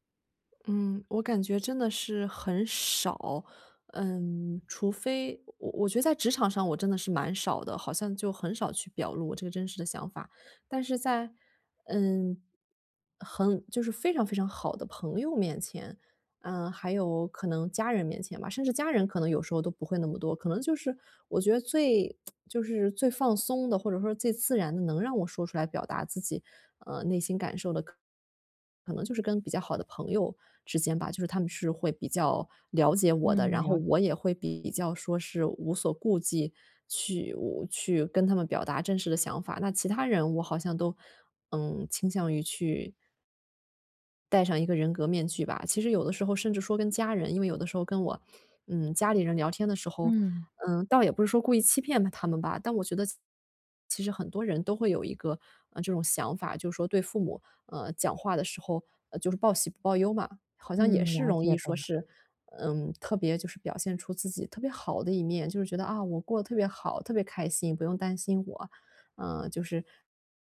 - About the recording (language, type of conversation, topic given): Chinese, advice, 我怎样才能减少内心想法与外在行为之间的冲突？
- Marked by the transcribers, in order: tsk